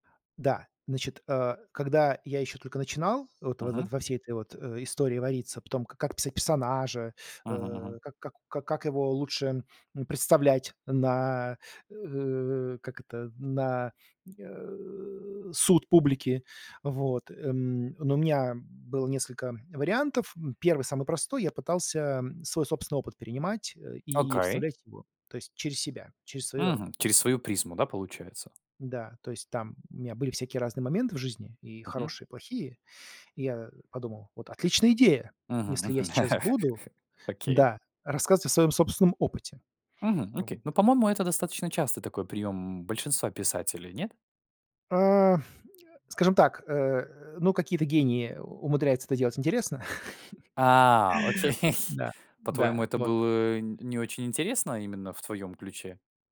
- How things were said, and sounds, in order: "Oкей" said as "окай"; other background noise; chuckle; laughing while speaking: "окей"; chuckle
- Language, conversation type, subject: Russian, podcast, Как вы создаёте голос своего персонажа?